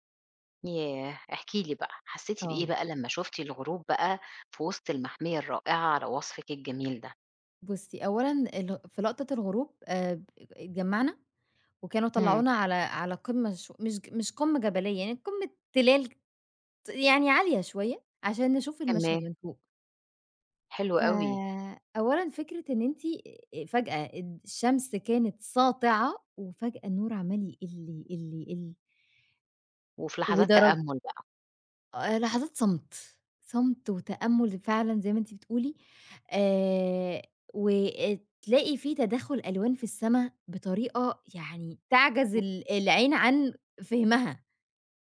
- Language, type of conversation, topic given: Arabic, podcast, إيه أجمل غروب شمس أو شروق شمس شفته وإنت برّه مصر؟
- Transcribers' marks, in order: none